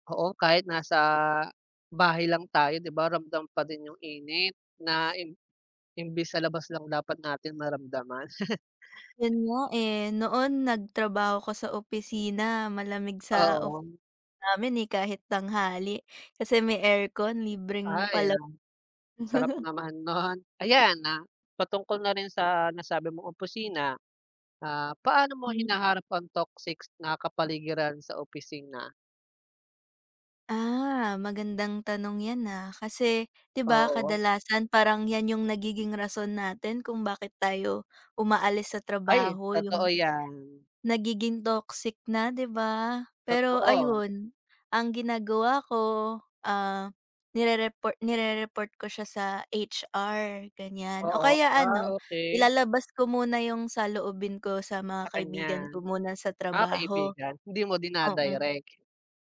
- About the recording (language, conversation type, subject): Filipino, unstructured, Paano mo hinaharap ang nakalalasong kapaligiran sa opisina?
- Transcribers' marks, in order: tapping; laugh; other background noise; chuckle